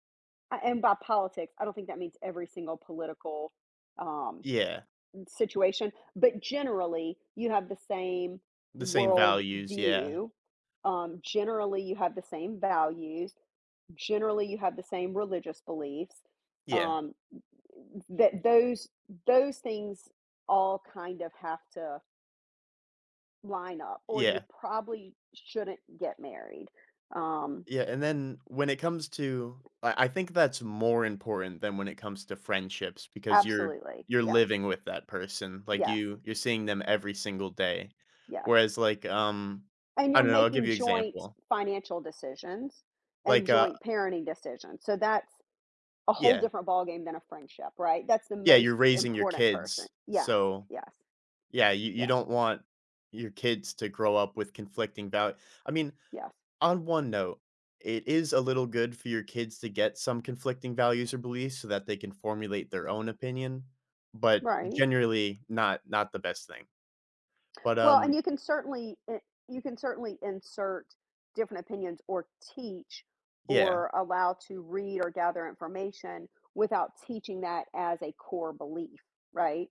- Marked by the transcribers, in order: other background noise; tapping
- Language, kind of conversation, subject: English, unstructured, How can people maintain strong friendships when they disagree on important issues?
- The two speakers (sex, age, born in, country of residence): female, 50-54, United States, United States; male, 20-24, United States, United States